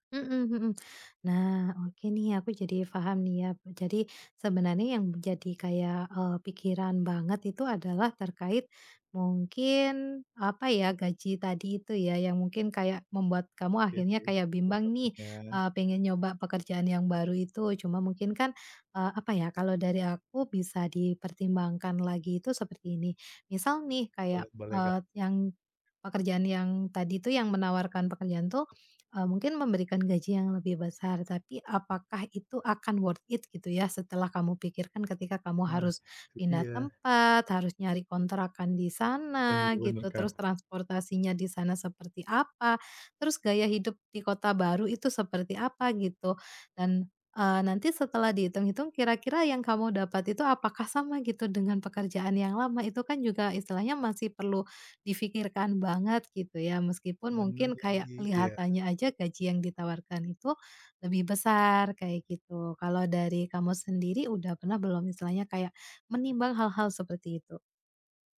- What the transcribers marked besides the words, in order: in English: "worth it"
- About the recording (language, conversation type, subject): Indonesian, advice, Bagaimana cara memutuskan apakah saya sebaiknya menerima atau menolak tawaran pekerjaan di bidang yang baru bagi saya?